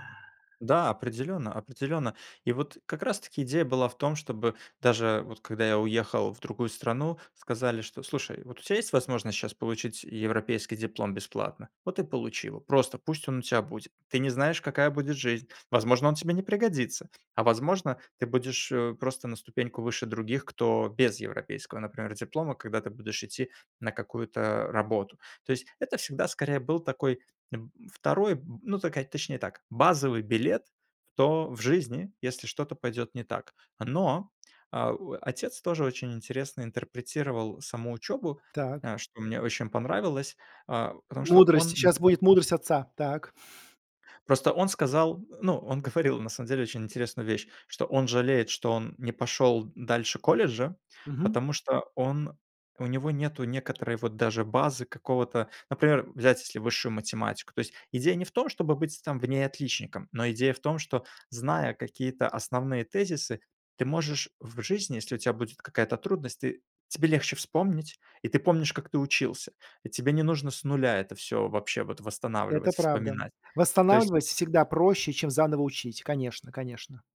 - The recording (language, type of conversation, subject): Russian, podcast, Как в вашей семье относились к учёбе и образованию?
- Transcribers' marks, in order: unintelligible speech